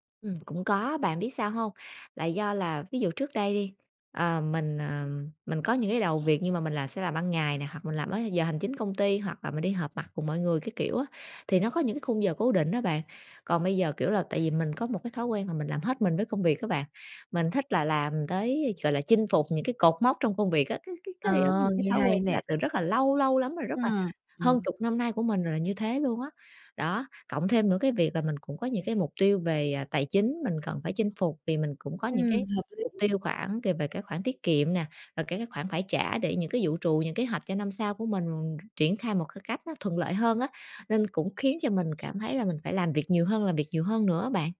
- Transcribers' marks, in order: tapping; other background noise; "những" said as "nững"
- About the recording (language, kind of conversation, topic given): Vietnamese, advice, Làm sao để thư giãn đầu óc sau một ngày dài?